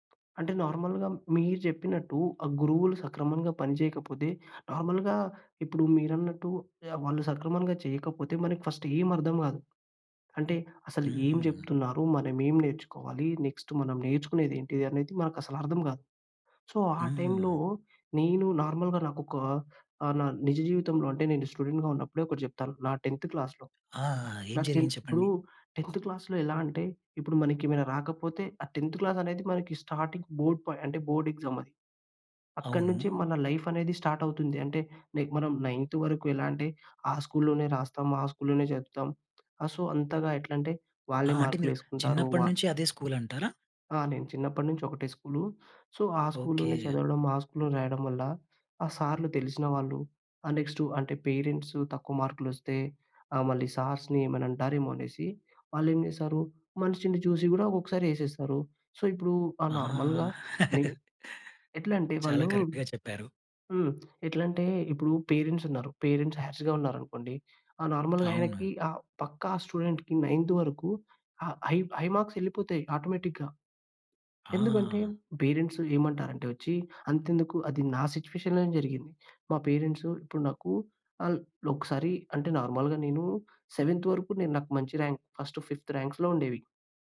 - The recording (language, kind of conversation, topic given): Telugu, podcast, మీ పని ద్వారా మీరు మీ గురించి ఇతరులు ఏమి తెలుసుకోవాలని కోరుకుంటారు?
- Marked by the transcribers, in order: other background noise; in English: "నార్మల్‌గా"; in English: "నార్మల్‌గా"; in English: "ఫస్ట్"; in English: "నెక్స్ట్"; in English: "సో"; in English: "నార్మల్‌గా"; in English: "స్టూడెంట్‌గా"; in English: "టెన్త్ క్లాస్‌లో"; in English: "టెన్"; in English: "టెన్త్ క్లాస్‌లో"; in English: "టెన్త్ క్లాస్"; in English: "స్టార్టింగ్ బోర్డ్ పాయింట్"; in English: "బోర్డ్"; in English: "లైఫ్"; in English: "స్టార్ట్"; in English: "నైన్త్"; tapping; in English: "సో"; in English: "సో"; in English: "సార్స్‌ని"; in English: "సో"; chuckle; in English: "కరెక్ట్‌గా"; in English: "నార్మల్‌గా"; other noise; in English: "పేరెంట్స్"; in English: "పేరెంట్స్ హార్స్‌గా"; in English: "నార్మల్‌గా"; in English: "స్టూడెంట్‌కి నైంత్"; in English: "హై హై"; in English: "ఆటోమేటిక్‌గా"; in English: "సిట్యుయేషన్‌లోనే"; "ఒకసారి" said as "లోకాసారీ"; in English: "నార్మల్‌గా"; in English: "సెవెంత్"; in English: "ర్యాంక్ ఫస్ట్ ఫిఫ్త్ ర్యాంక్స్‌లో"